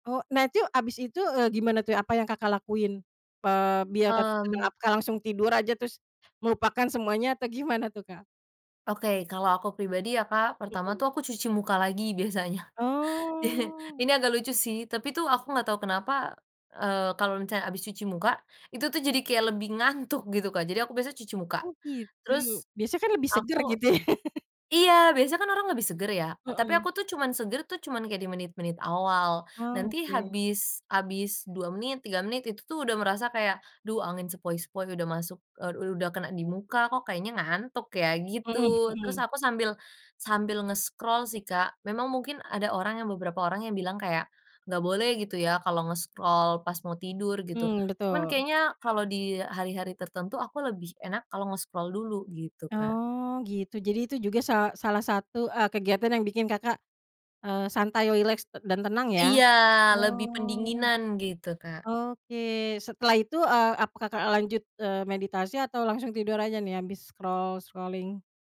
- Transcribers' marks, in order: unintelligible speech; laughing while speaking: "biasanya"; drawn out: "Oh"; laugh; in English: "nge-scroll"; in English: "nge-scroll"; in English: "nge-scroll"; in English: "scroll scrolling?"
- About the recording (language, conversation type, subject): Indonesian, podcast, Ritual sederhana apa yang selalu membuat harimu lebih tenang?